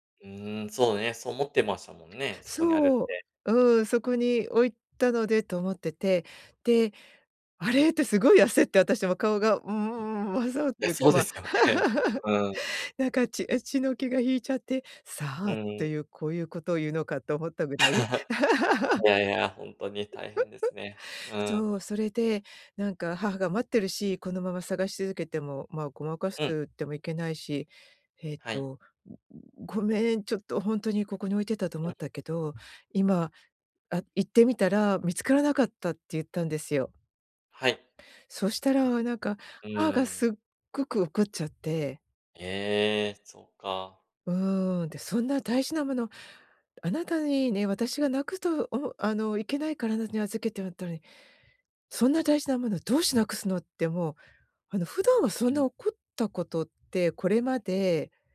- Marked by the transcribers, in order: tapping; laughing while speaking: "そうですよね"; laugh; chuckle; unintelligible speech; laugh; chuckle; other background noise
- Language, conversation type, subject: Japanese, advice, ミスを認めて関係を修復するためには、どのような手順で信頼を回復すればよいですか？